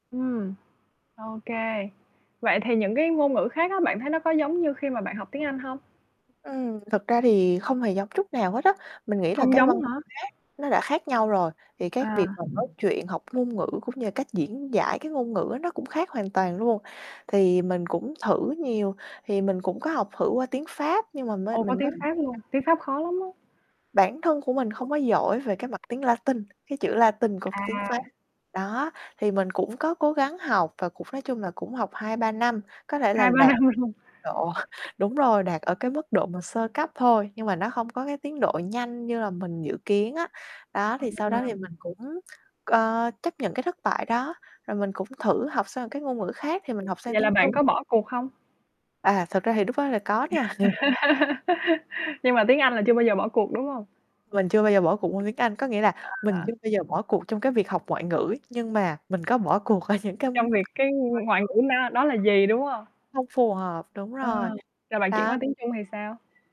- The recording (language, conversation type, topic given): Vietnamese, podcast, Sở thích nào đã thay đổi bạn nhiều nhất, và bạn có thể kể về nó không?
- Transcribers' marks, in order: static; tapping; mechanical hum; distorted speech; other background noise; unintelligible speech; laughing while speaking: "năm luôn"; chuckle; laugh; chuckle; laughing while speaking: "ở những"; unintelligible speech